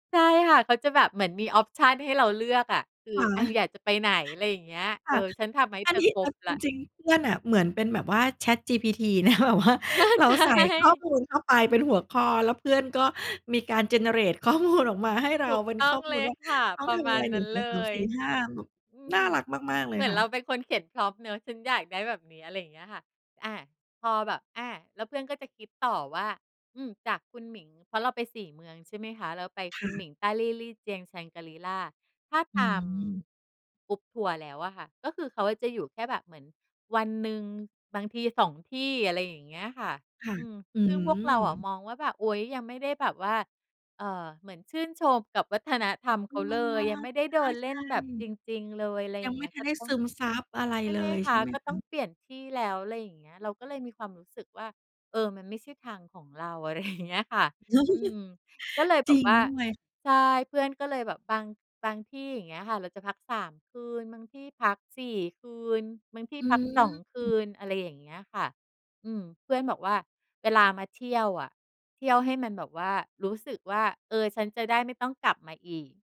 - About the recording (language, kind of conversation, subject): Thai, podcast, การเดินทางแบบเนิบช้าทำให้คุณมองเห็นอะไรได้มากขึ้น?
- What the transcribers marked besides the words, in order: in English: "ออปชัน"; laughing while speaking: "นะ แบบว่า"; unintelligible speech; in English: "generate"; laughing while speaking: "ข้อมูล"; laughing while speaking: "อะไร"; chuckle